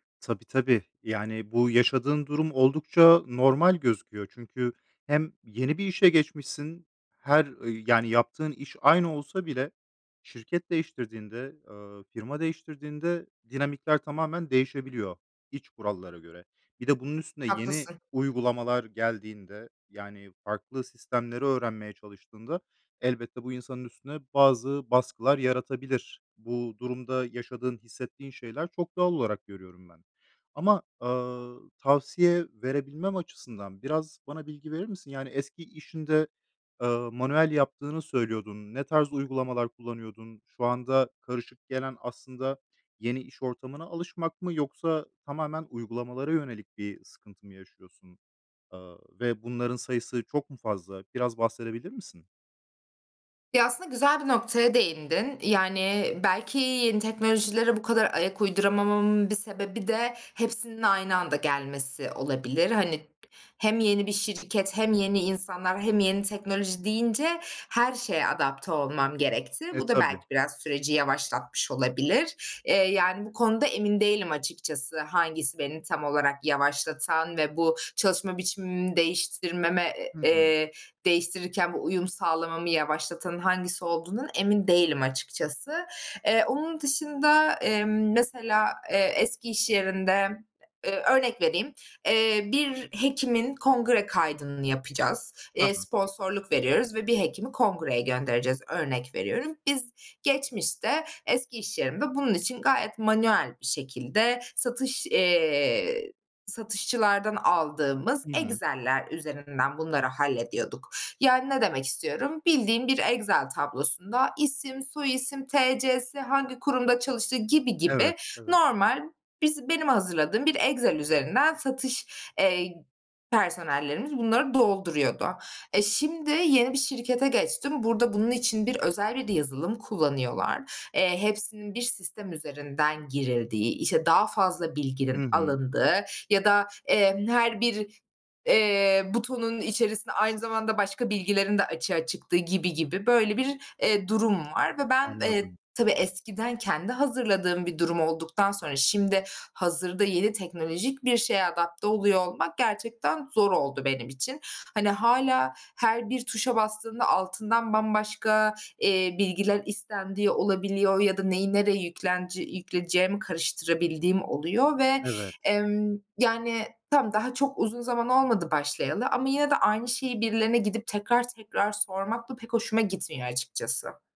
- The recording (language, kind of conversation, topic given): Turkish, advice, İş yerindeki yeni teknolojileri öğrenirken ve çalışma biçimindeki değişikliklere uyum sağlarken nasıl bir yol izleyebilirim?
- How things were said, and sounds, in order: none